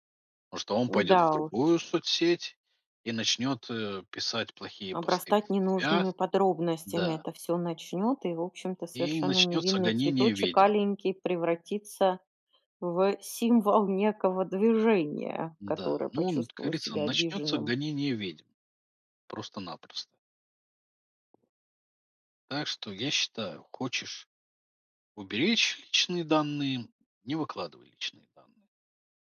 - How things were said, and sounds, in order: "Потому что" said as "пошто"; tapping
- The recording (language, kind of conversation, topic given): Russian, podcast, Как уберечь личные данные в соцсетях?